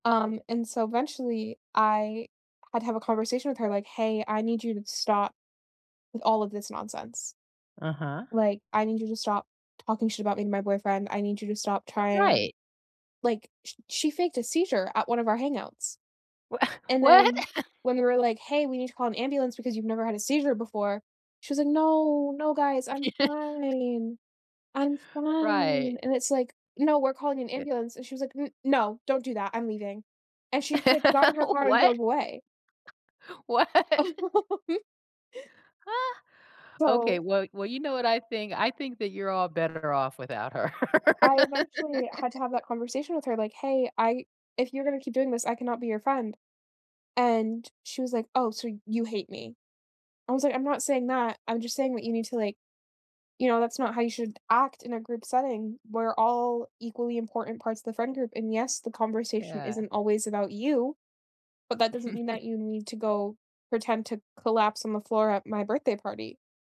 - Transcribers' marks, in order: scoff; chuckle; put-on voice: "No, no, guys, I'm fine, I'm fine"; chuckle; background speech; laugh; laughing while speaking: "What? What?"; other background noise; laugh; laugh; chuckle
- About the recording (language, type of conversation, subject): English, unstructured, What does being a good friend mean to you?
- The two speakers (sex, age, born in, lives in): female, 20-24, United States, United States; female, 55-59, United States, United States